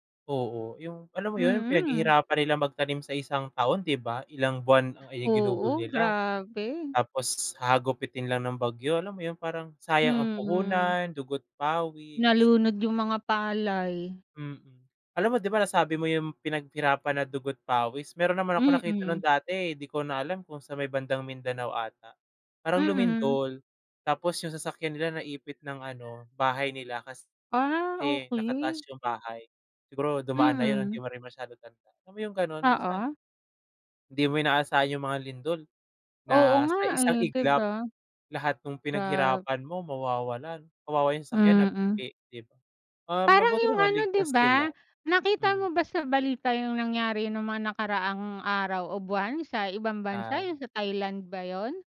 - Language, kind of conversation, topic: Filipino, unstructured, Ano ang naramdaman mo sa mga balita tungkol sa mga kalamidad ngayong taon?
- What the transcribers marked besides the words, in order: other background noise; unintelligible speech